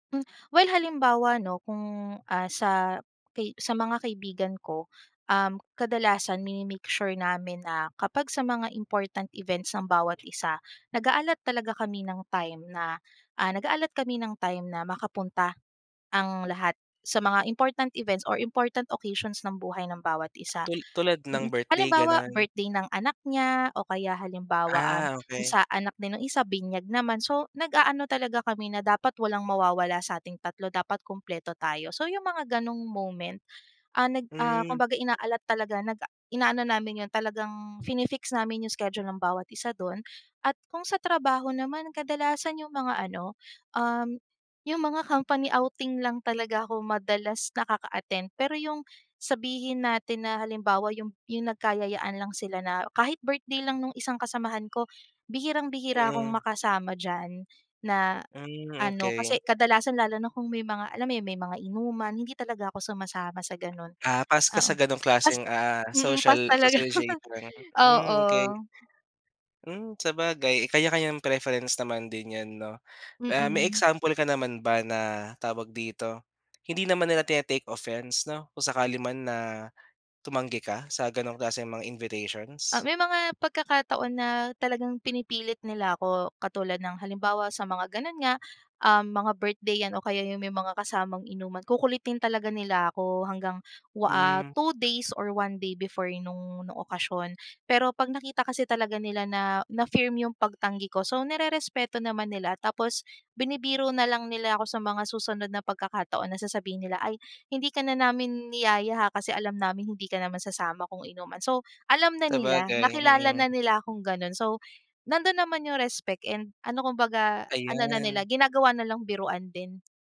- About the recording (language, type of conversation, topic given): Filipino, podcast, Ano ang simpleng ginagawa mo para hindi maramdaman ang pag-iisa?
- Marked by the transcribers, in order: tapping; other noise; other background noise; wind; other street noise; dog barking; chuckle